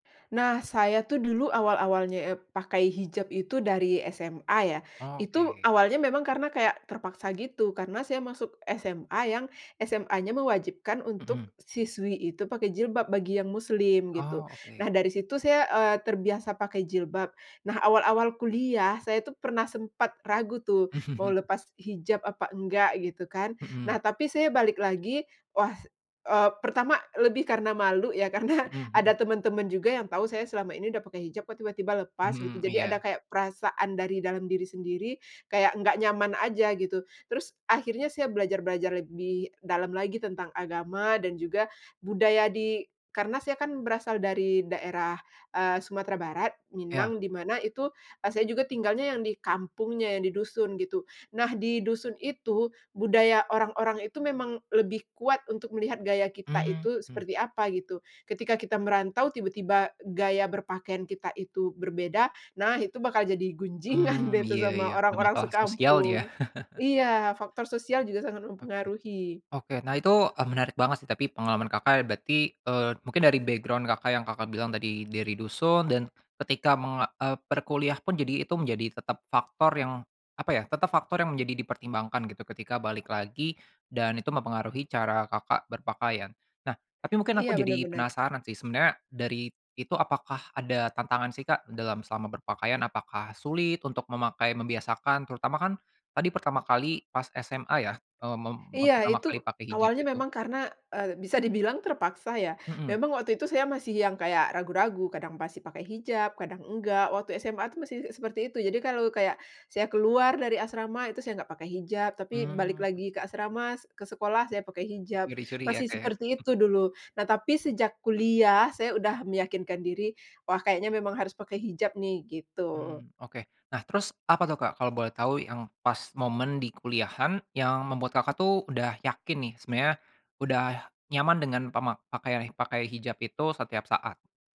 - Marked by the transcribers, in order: laugh; laughing while speaking: "karena"; laughing while speaking: "gunjingan"; unintelligible speech; tapping; in English: "background"; laughing while speaking: "dibilang"; unintelligible speech
- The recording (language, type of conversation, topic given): Indonesian, podcast, Bagaimana budaya memengaruhi pilihan pakaian Anda sehari-hari?